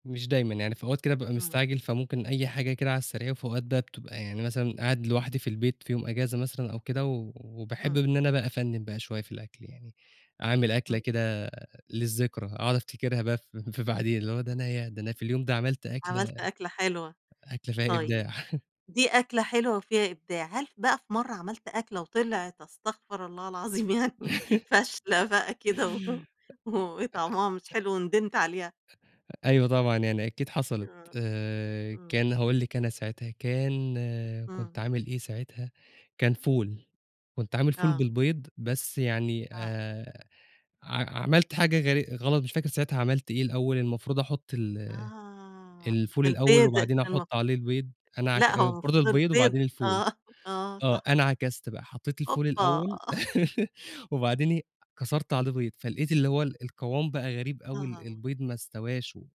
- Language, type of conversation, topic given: Arabic, podcast, إزاي بتجرّب توليفات غريبة في المطبخ؟
- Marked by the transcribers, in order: laughing while speaking: "في بعدين"; chuckle; laugh; laughing while speaking: "يعني فاشلة بقى كده و و وطعمها مش حلو وندمت عليها؟"; other noise; laughing while speaking: "آه"; laugh; chuckle